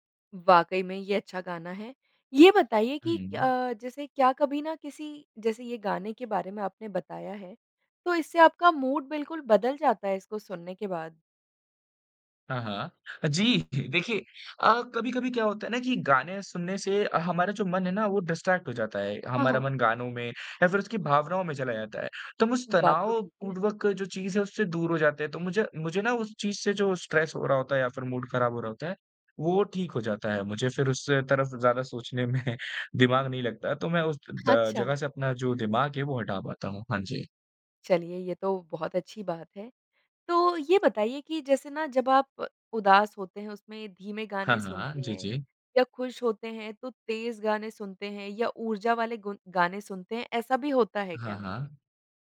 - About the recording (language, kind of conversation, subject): Hindi, podcast, मूड ठीक करने के लिए आप क्या सुनते हैं?
- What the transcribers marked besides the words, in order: in English: "मूड"; in English: "डिस्ट्रैक्ट"; in English: "स्ट्रेस"; in English: "मूड"; laughing while speaking: "में"